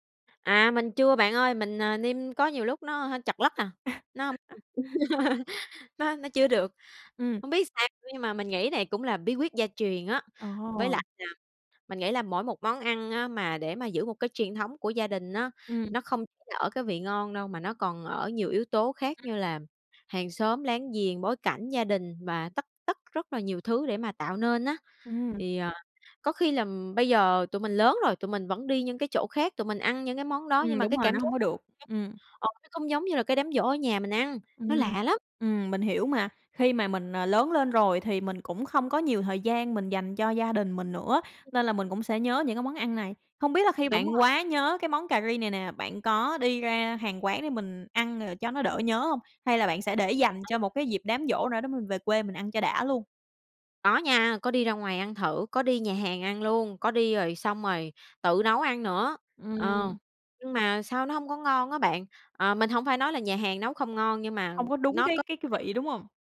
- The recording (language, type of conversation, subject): Vietnamese, podcast, Bạn nhớ món ăn gia truyền nào nhất không?
- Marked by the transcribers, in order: laugh; unintelligible speech; laugh; tapping; other background noise; unintelligible speech